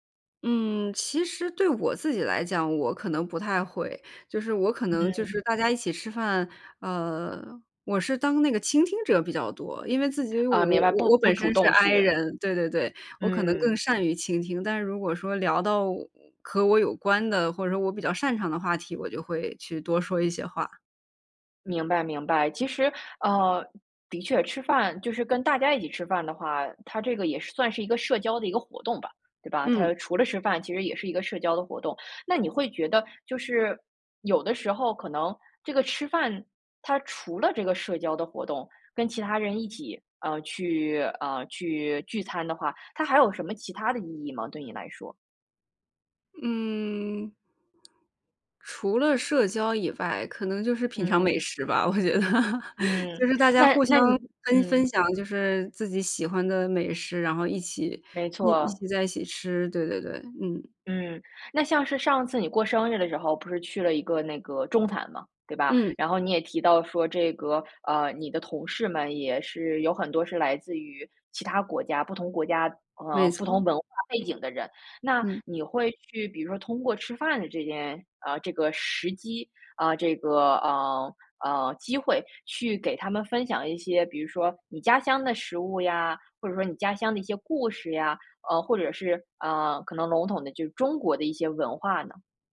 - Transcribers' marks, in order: laughing while speaking: "我觉得"
- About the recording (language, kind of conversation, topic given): Chinese, podcast, 你能聊聊一次大家一起吃饭时让你觉得很温暖的时刻吗？